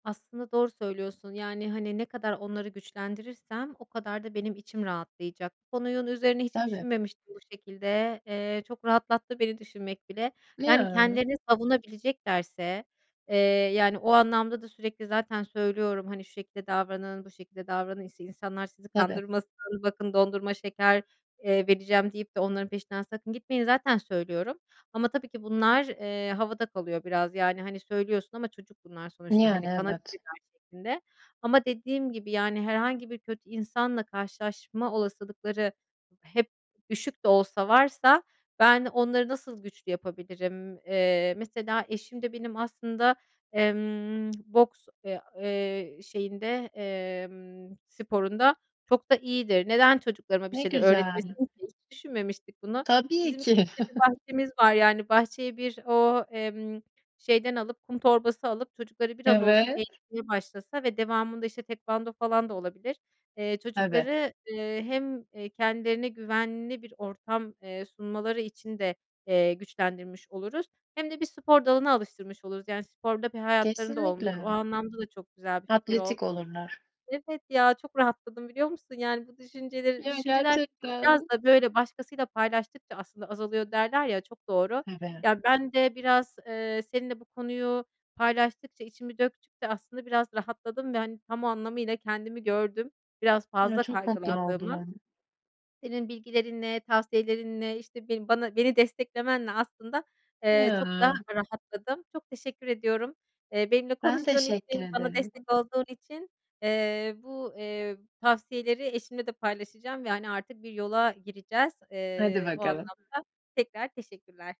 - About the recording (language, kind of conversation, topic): Turkish, advice, Kaygı hissetmek neden normal ve kabul edilebilir?
- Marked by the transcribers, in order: "konunun" said as "konuyun"; other background noise; tongue click; tapping; chuckle; background speech